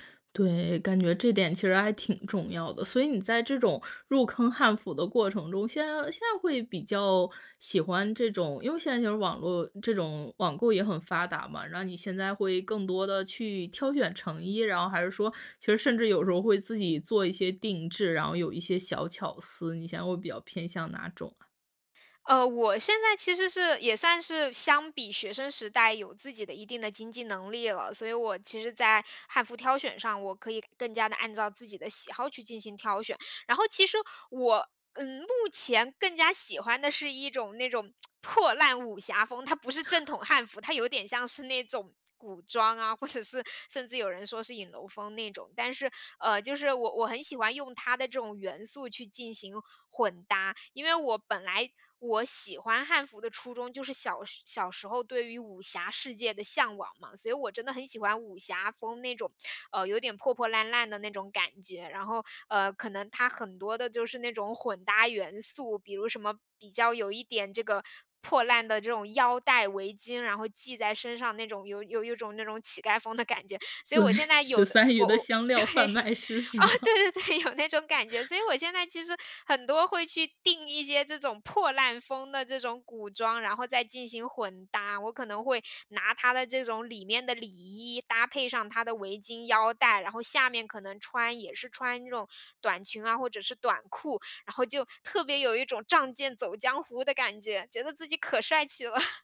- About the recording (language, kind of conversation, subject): Chinese, podcast, 你平常是怎么把传统元素和潮流风格混搭在一起的？
- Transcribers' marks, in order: lip smack; laugh; tapping; other background noise; laughing while speaking: "对，十三余的香料贩梦师是么？"; laughing while speaking: "对。啊，对 对 对，有那种感觉"; laugh; chuckle